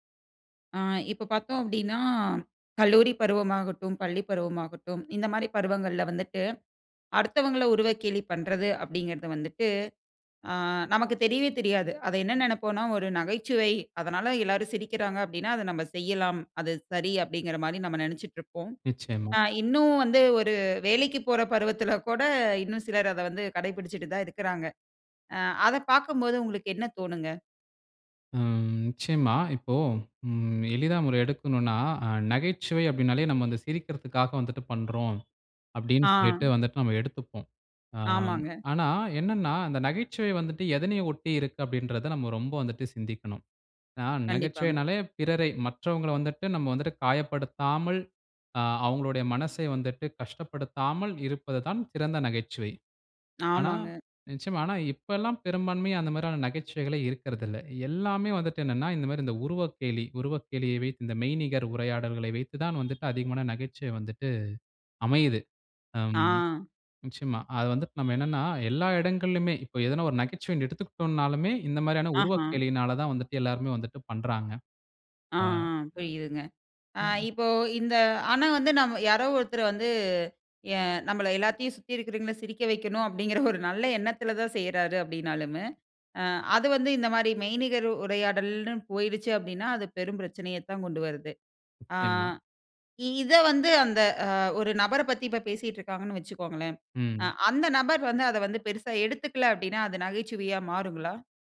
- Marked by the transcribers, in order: grunt; unintelligible speech; horn; drawn out: "ஆ"; unintelligible speech; chuckle
- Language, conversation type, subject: Tamil, podcast, மெய்நிகர் உரையாடலில் நகைச்சுவை எப்படி தவறாக எடுத்துக்கொள்ளப்படுகிறது?